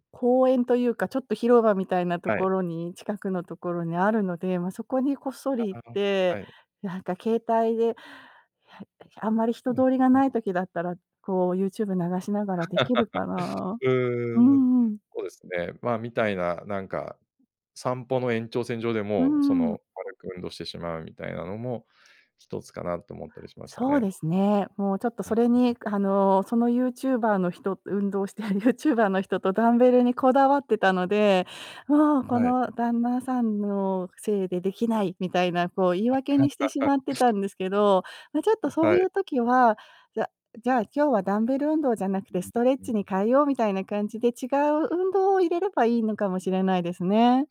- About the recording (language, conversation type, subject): Japanese, advice, 家族の都合で運動を優先できないとき、どうすれば運動の時間を確保できますか？
- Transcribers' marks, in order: other background noise; unintelligible speech; laugh; tapping; laughing while speaking: "しているYouTuberの人と"; unintelligible speech